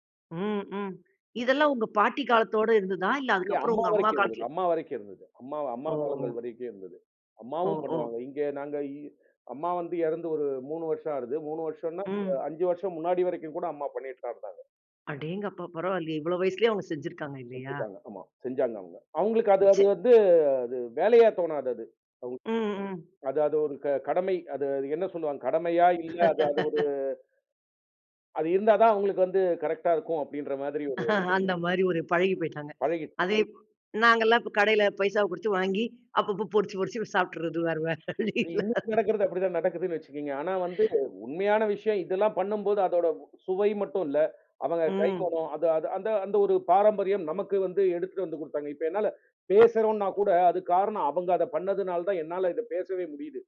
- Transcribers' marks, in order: other background noise; surprised: "அடேங்கப்பா பரவாயில்லயே!"; laugh; chuckle; laughing while speaking: "வேற வேற வழி இல்ல அது"; other noise
- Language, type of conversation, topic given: Tamil, podcast, பாரம்பரிய உணவுகளைப் பற்றிய உங்கள் நினைவுகளைப் பகிரலாமா?